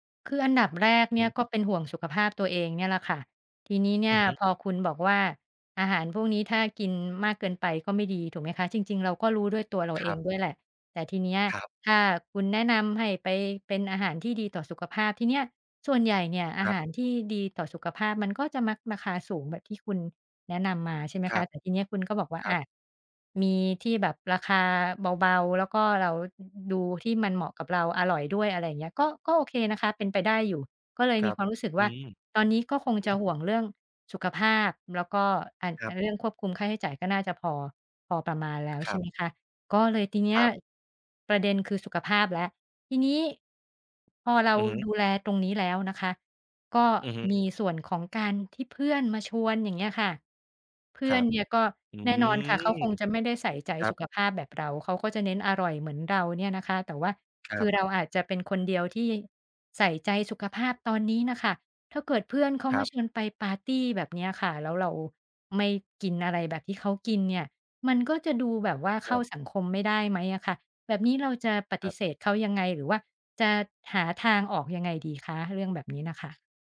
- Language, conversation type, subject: Thai, advice, ทำไมเวลาคุณดื่มแอลกอฮอล์แล้วมักจะกินมากเกินไป?
- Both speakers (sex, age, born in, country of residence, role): female, 50-54, Thailand, Thailand, user; male, 35-39, Thailand, Thailand, advisor
- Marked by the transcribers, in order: other background noise; tapping; drawn out: "อืม"